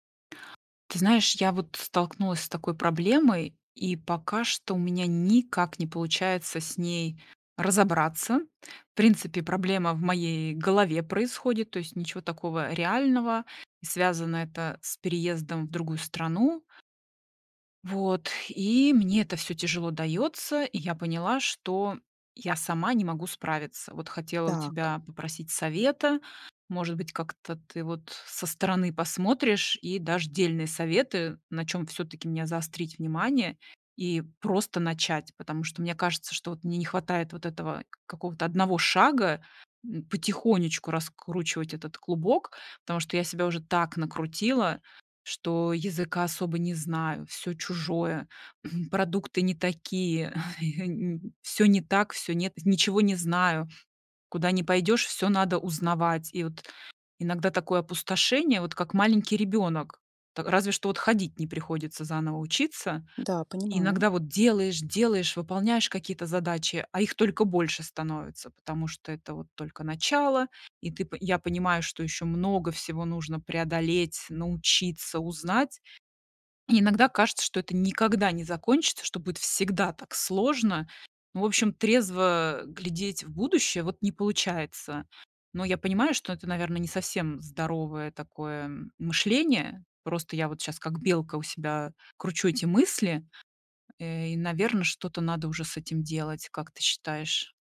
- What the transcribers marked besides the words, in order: throat clearing; chuckle; other background noise; tapping
- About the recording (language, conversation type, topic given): Russian, advice, Как безопасно и уверенно переехать в другой город и начать жизнь с нуля?